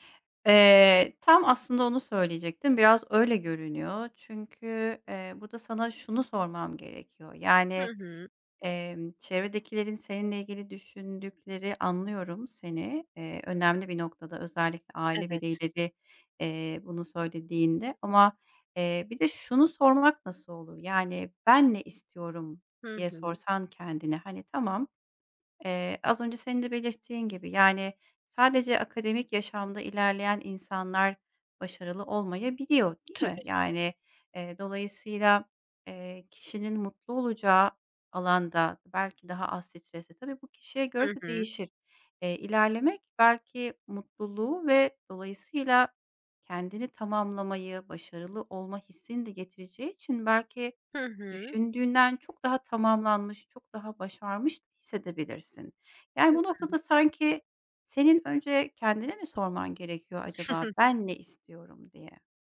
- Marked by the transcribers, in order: tapping; other background noise; chuckle
- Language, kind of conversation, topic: Turkish, advice, Karar verirken duygularım kafamı karıştırdığı için neden kararsız kalıyorum?